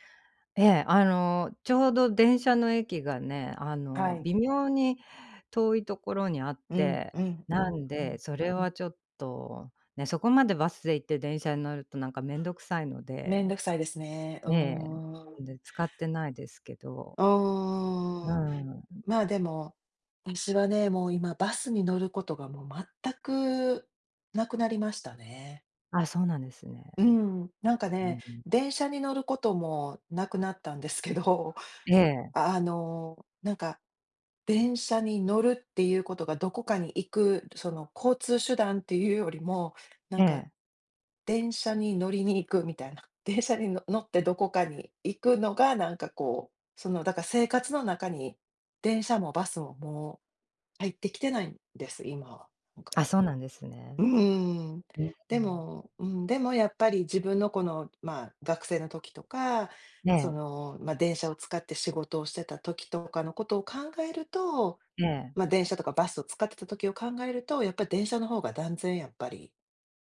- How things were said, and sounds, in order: other background noise; tapping
- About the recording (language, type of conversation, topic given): Japanese, unstructured, 電車とバスでは、どちらの移動手段がより便利ですか？